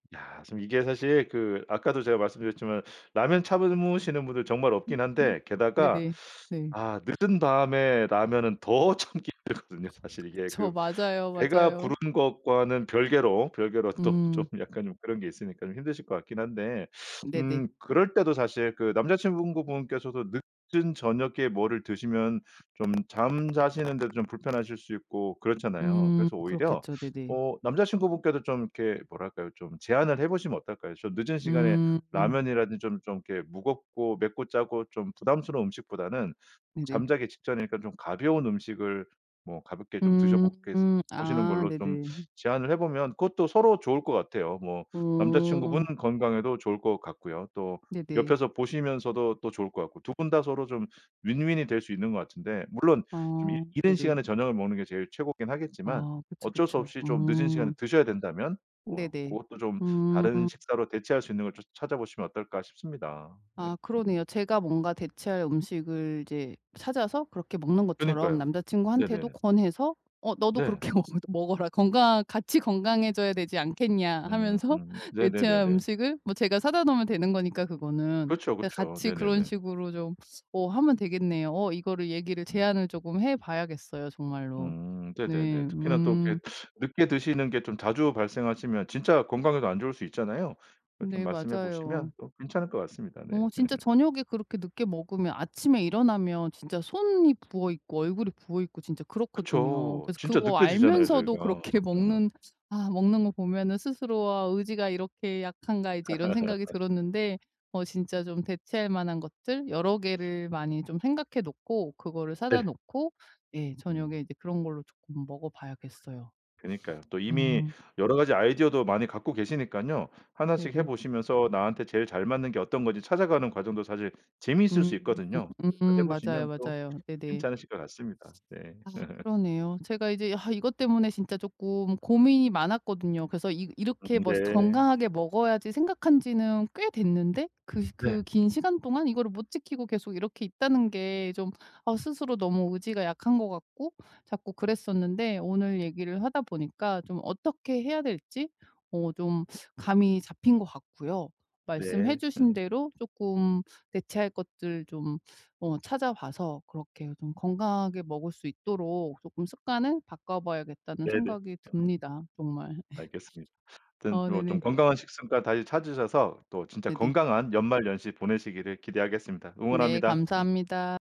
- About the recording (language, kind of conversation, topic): Korean, advice, 가족이나 친구가 음식을 권할 때 식단을 어떻게 지킬 수 있을까요?
- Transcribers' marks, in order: other noise; tapping; other background noise; laughing while speaking: "참기 힘들거든요"; laughing while speaking: "또 좀"; in English: "win-win이"; laugh; laughing while speaking: "그렇게 먹"; laugh; laughing while speaking: "그렇게"; laugh; laugh; laugh; sigh; laugh; laugh; laugh